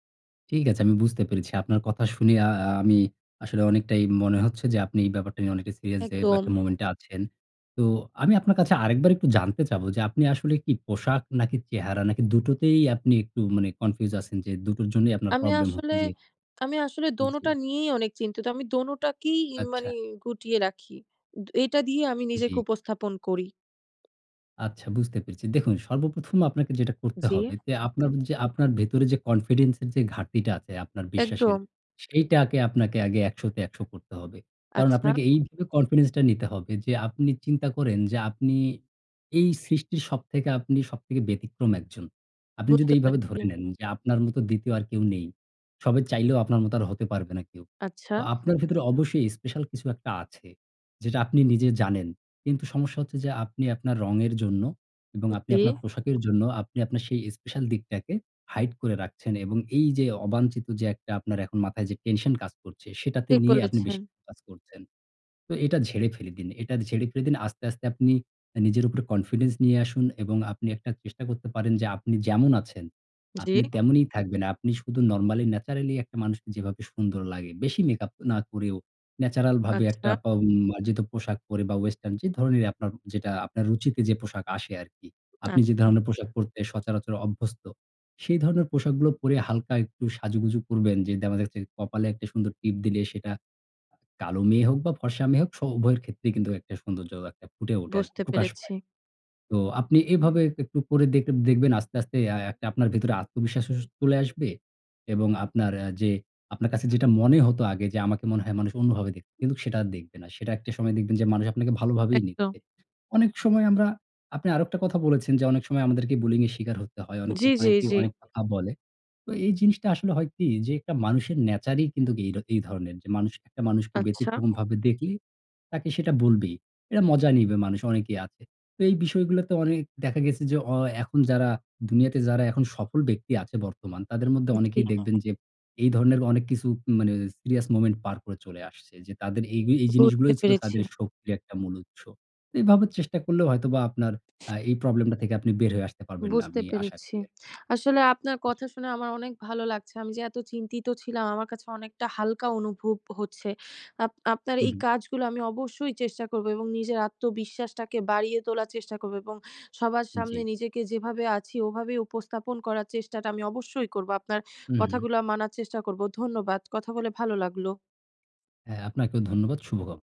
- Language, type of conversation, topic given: Bengali, advice, আপনি পোশাক-পরিচ্ছদ ও বাহ্যিক চেহারায় নিজের রুচি কীভাবে লুকিয়ে রাখেন?
- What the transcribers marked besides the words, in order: other background noise; in English: "moment"; in English: "confuse"; other noise; in English: "confidence"; tapping; background speech; in English: "confidence"; in English: "hide"; in English: "confidence"; in English: "normally naturally"; in English: "natural"; in English: "western"; in English: "bullying"; in English: "nature"; in English: "moment"; lip smack